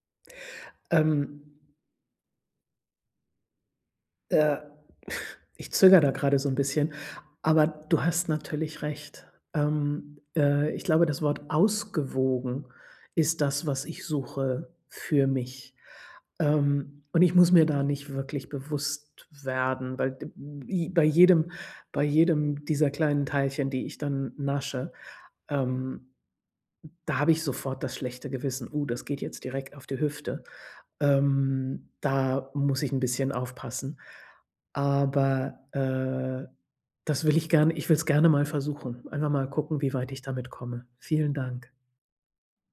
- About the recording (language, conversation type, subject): German, advice, Wie kann ich gesündere Essgewohnheiten beibehalten und nächtliches Snacken vermeiden?
- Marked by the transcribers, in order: other noise; stressed: "ausgewogen"